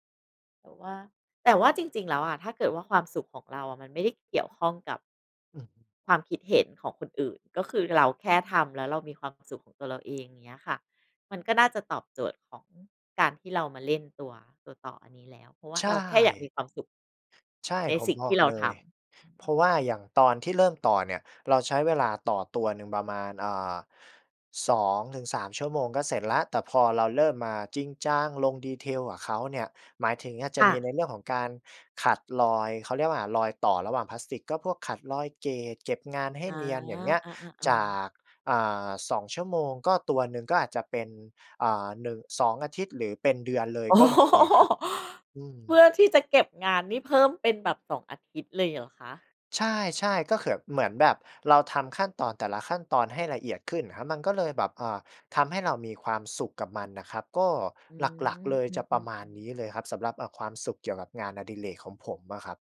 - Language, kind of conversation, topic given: Thai, podcast, อะไรคือความสุขเล็กๆ ที่คุณได้จากการเล่นหรือการสร้างสรรค์ผลงานของคุณ?
- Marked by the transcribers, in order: in English: "gate"; laughing while speaking: "โอ้โฮ"